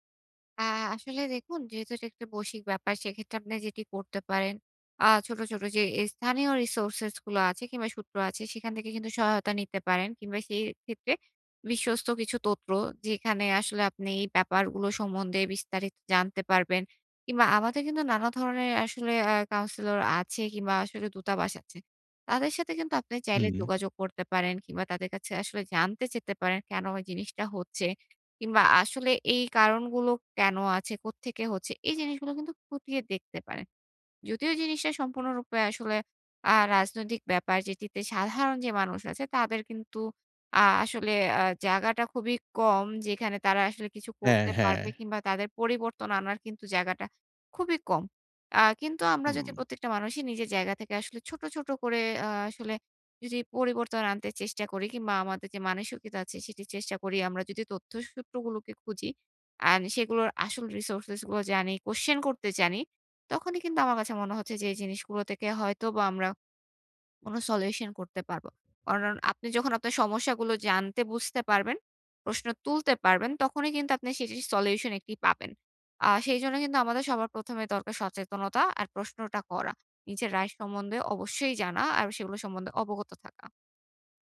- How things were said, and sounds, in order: in English: "resources"; in English: "resources"; in English: "question"; in English: "solution"; in English: "solution"; in English: "right"
- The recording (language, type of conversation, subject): Bengali, advice, বৈশ্বিক সংকট বা রাজনৈতিক পরিবর্তনে ভবিষ্যৎ নিয়ে আপনার উদ্বেগ কী?